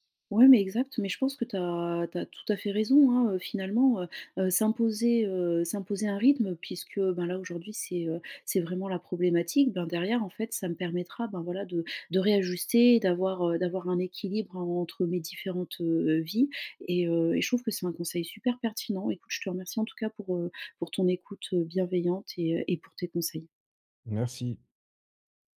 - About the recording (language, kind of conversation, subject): French, advice, Comment puis-je mieux séparer mon temps de travail de ma vie personnelle ?
- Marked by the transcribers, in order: none